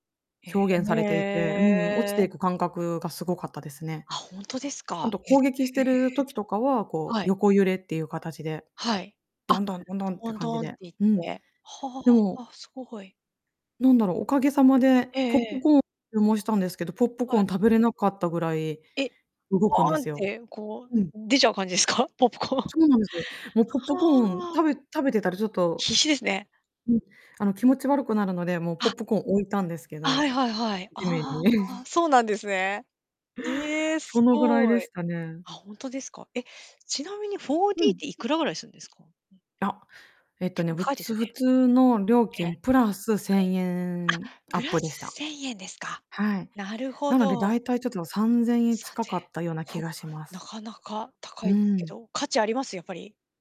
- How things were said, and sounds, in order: drawn out: "へえ"; distorted speech; stressed: "ボン"; laughing while speaking: "出ちゃう感じですか？ポップコーン"; other noise; unintelligible speech
- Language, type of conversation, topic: Japanese, podcast, 最近ハマっている趣味は何ですか？